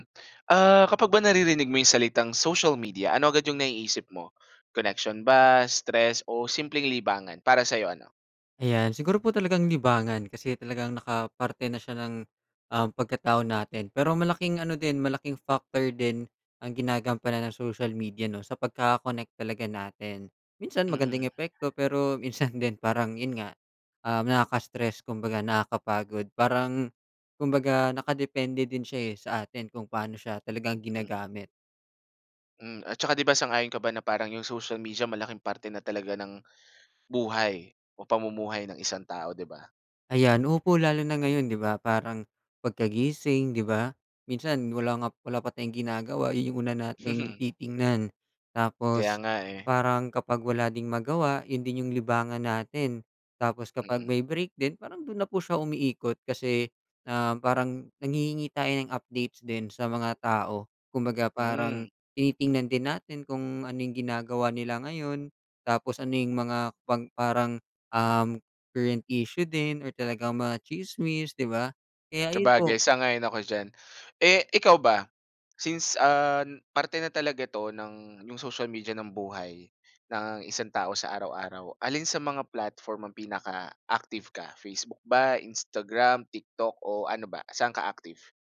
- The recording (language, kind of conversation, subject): Filipino, podcast, Ano ang papel ng midyang panlipunan sa pakiramdam mo ng pagkakaugnay sa iba?
- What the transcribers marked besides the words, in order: tapping; scoff